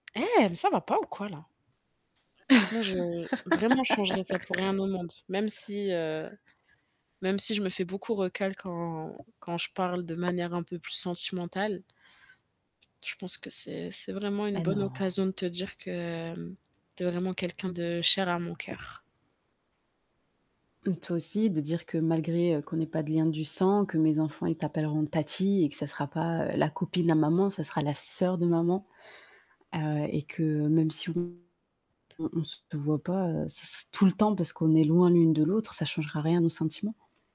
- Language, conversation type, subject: French, unstructured, Qu’est-ce qui te rend heureux dans une amitié ?
- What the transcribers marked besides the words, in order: tapping; static; distorted speech; laugh; other background noise; "recalé" said as "recal"; stressed: "tatie"; stressed: "sœur"